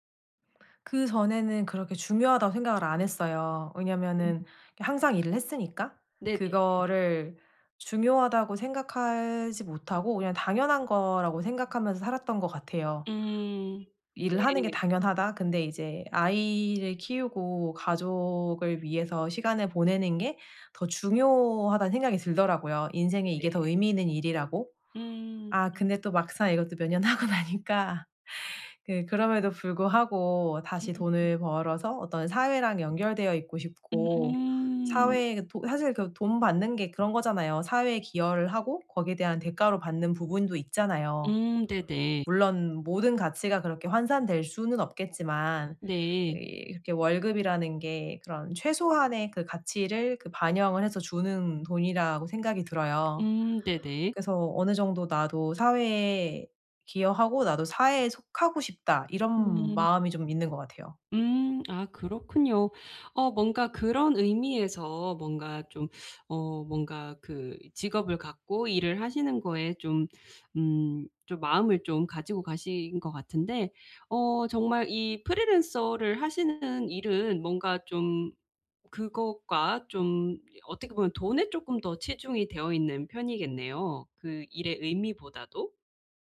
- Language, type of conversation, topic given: Korean, advice, 수입과 일의 의미 사이에서 어떻게 균형을 찾을 수 있을까요?
- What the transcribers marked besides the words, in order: tapping; other background noise; laughing while speaking: "하고 나니까"